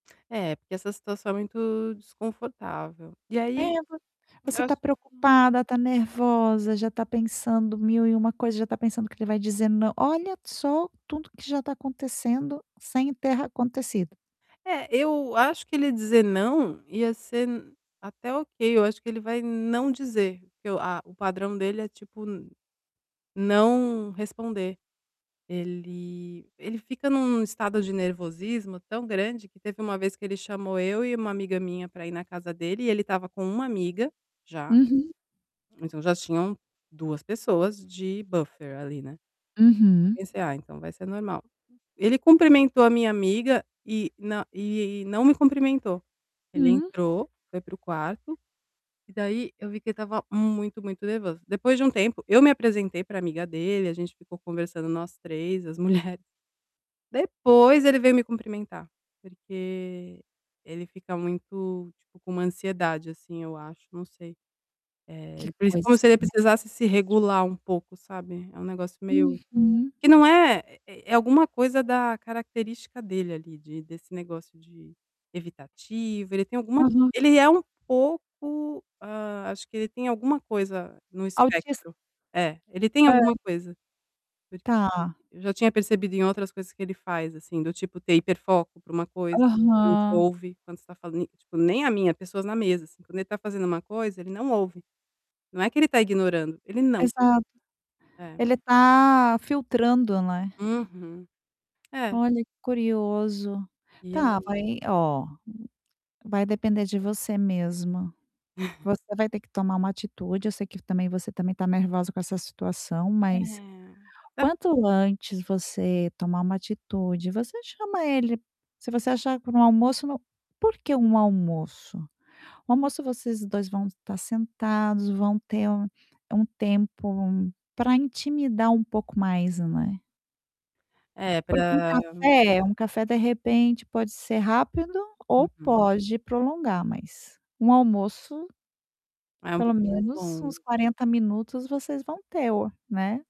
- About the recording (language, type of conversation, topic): Portuguese, advice, Como posso lidar com a ansiedade nos primeiros encontros amorosos?
- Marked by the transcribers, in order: static; distorted speech; other background noise; in English: "buffer"; tapping; laughing while speaking: "mulheres"; chuckle